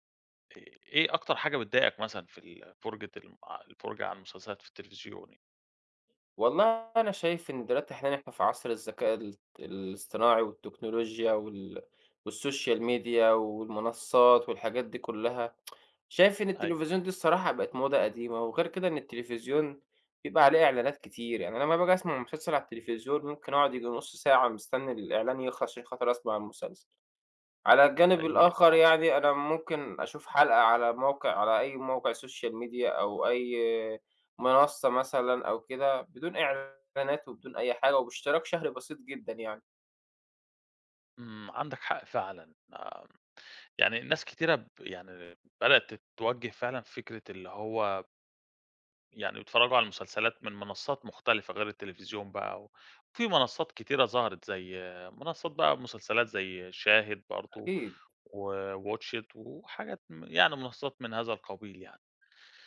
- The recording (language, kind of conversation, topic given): Arabic, podcast, إزاي بتأثر السوشال ميديا على شهرة المسلسلات؟
- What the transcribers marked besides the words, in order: in English: "والsocial media"; tsk; in English: "social media"